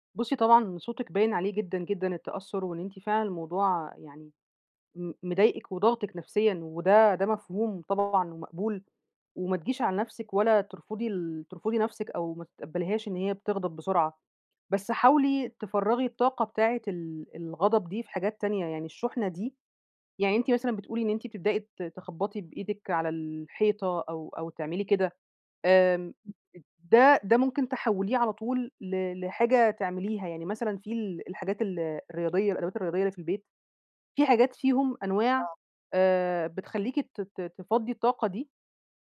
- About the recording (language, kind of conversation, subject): Arabic, advice, ازاي نوبات الغضب اللي بتطلع مني من غير تفكير بتبوّظ علاقتي بالناس؟
- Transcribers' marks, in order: other noise